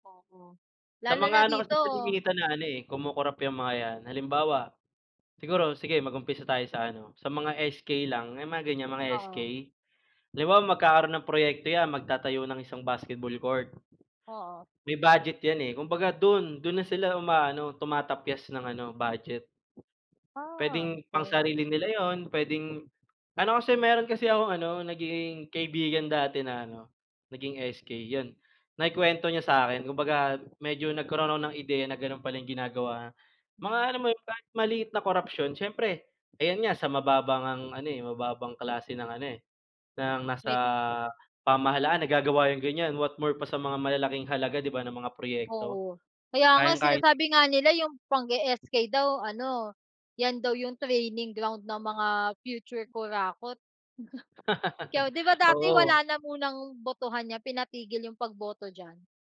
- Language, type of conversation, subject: Filipino, unstructured, Paano mo nakikita ang epekto ng korapsyon sa pamahalaan?
- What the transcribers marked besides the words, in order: chuckle; laugh